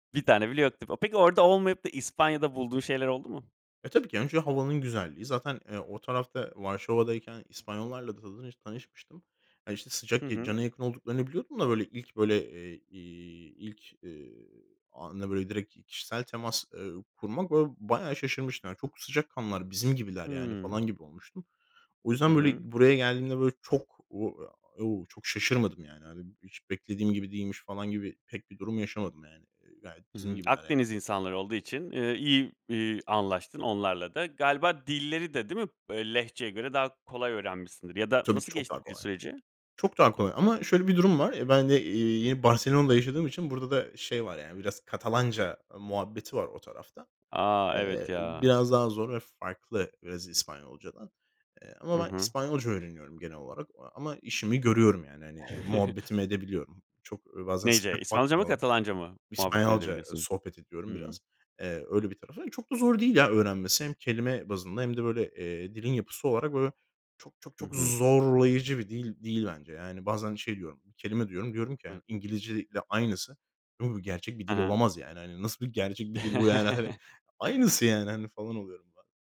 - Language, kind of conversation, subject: Turkish, podcast, Yabancı bir kültüre alışırken en büyük zorluklar nelerdir?
- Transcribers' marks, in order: unintelligible speech; other background noise; tapping; chuckle; chuckle